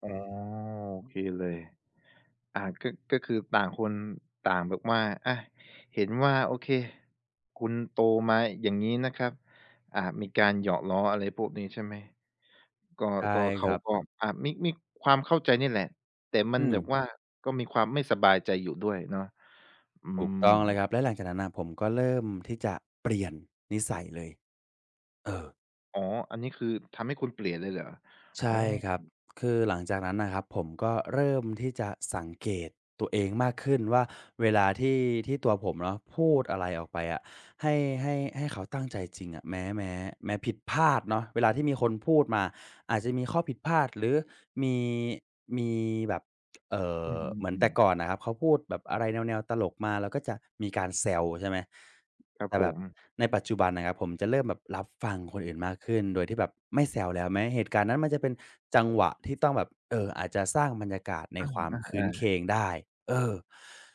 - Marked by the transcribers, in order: other background noise; tapping
- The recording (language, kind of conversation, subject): Thai, podcast, เคยโดนเข้าใจผิดจากการหยอกล้อไหม เล่าให้ฟังหน่อย